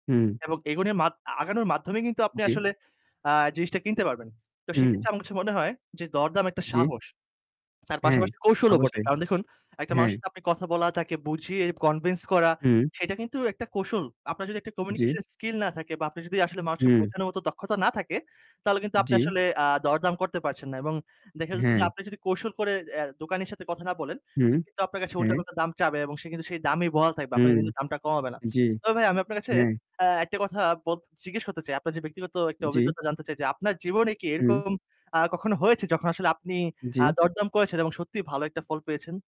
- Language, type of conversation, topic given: Bengali, unstructured, আপনার মতে, দরদাম করে ভালো দাম আদায় করার সেরা উপায় কী?
- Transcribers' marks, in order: static; "অবশ্যই" said as "আবশই"; in English: "communication skill"; tapping; distorted speech